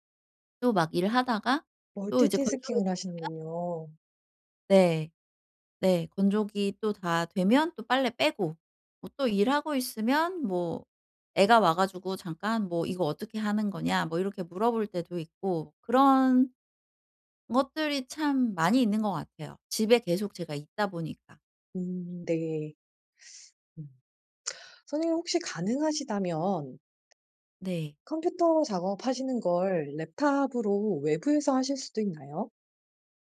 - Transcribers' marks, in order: tapping; in English: "랩탑으로"
- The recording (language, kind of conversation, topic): Korean, advice, 오후에 갑자기 에너지가 떨어질 때 낮잠이 도움이 될까요?